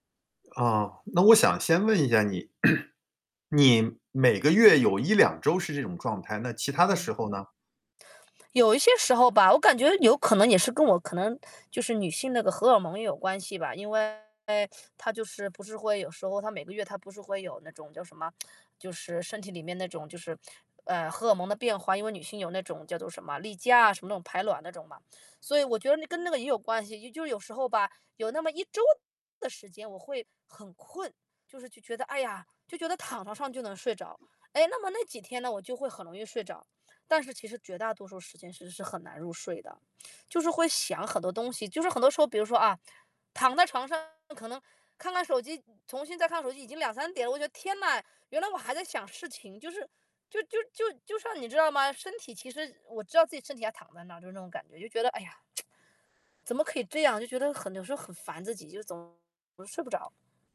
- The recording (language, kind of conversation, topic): Chinese, advice, 你睡前思绪不断、焦虑得难以放松入睡时，通常是什么情况导致的？
- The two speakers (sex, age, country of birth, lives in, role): female, 35-39, China, United States, user; male, 45-49, China, United States, advisor
- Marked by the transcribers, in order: throat clearing; distorted speech; tsk; lip smack; other background noise; static; tsk